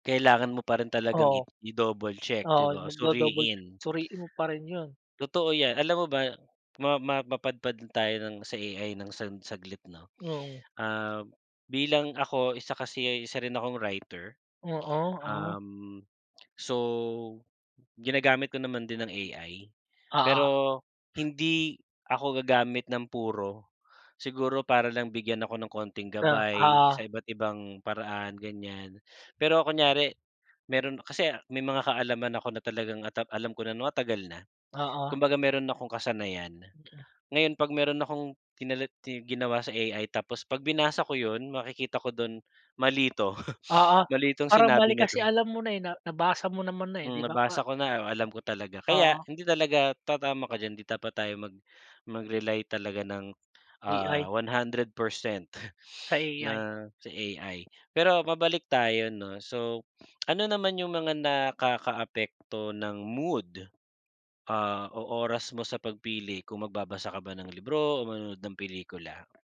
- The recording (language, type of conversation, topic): Filipino, unstructured, Paano ka pumipili sa pagitan ng pagbabasa ng libro at panonood ng pelikula?
- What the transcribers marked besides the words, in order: sniff; sniff; sniff